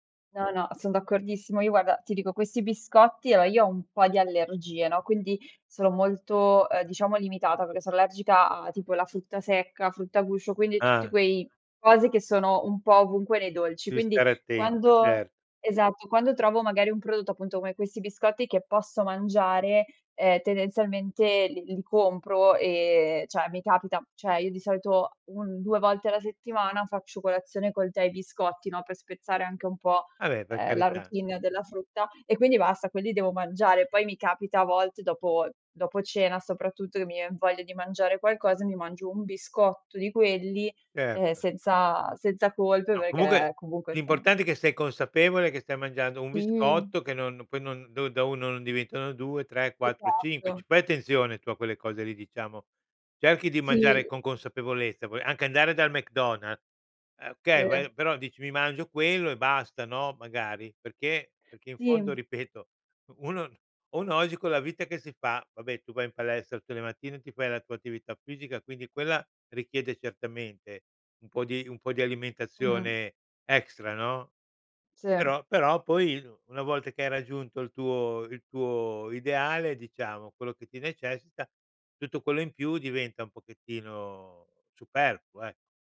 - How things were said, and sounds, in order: "cioè" said as "ceh"; "Vabbè" said as "abè"; "perché" said as "peché"; other background noise; laughing while speaking: "uno"
- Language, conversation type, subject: Italian, podcast, Quali abitudini ti hanno cambiato davvero la vita?